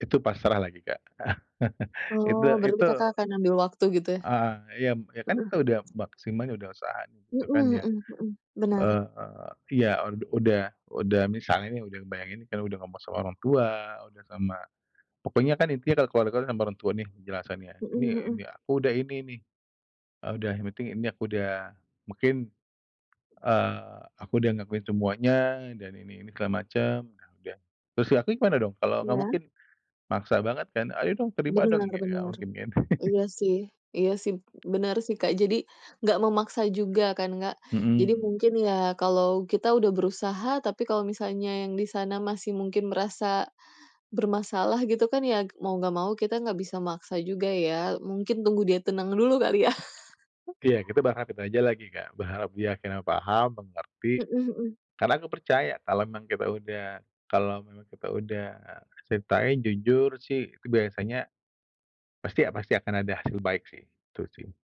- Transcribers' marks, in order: chuckle; other background noise; tapping; chuckle; chuckle
- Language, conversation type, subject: Indonesian, podcast, Apa peran empati dalam menyelesaikan konflik keluarga?